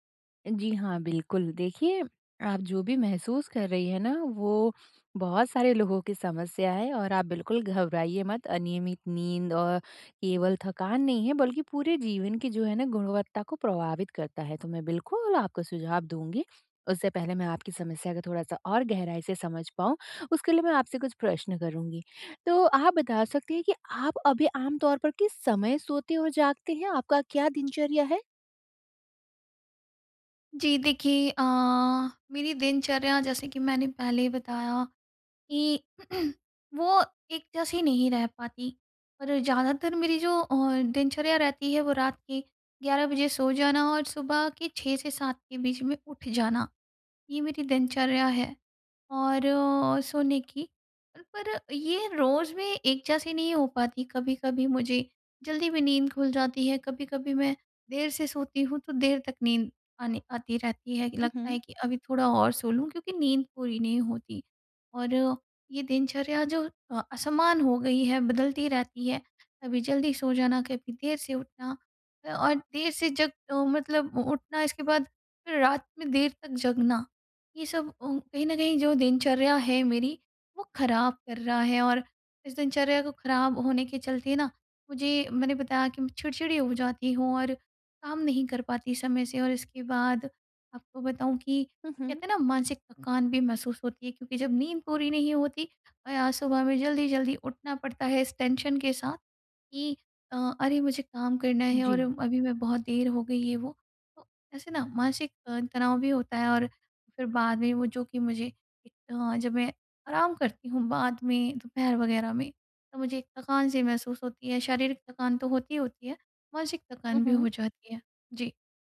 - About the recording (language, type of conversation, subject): Hindi, advice, हम हर दिन एक समान सोने और जागने की दिनचर्या कैसे बना सकते हैं?
- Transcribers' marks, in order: throat clearing; tapping; in English: "टेंशन"